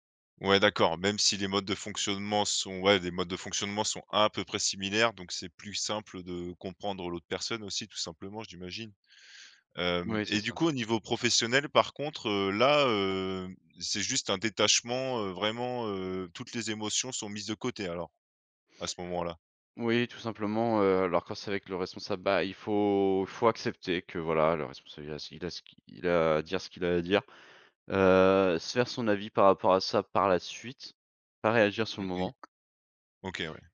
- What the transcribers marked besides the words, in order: tapping
- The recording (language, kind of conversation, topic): French, podcast, Comment te prépares-tu avant une conversation difficile ?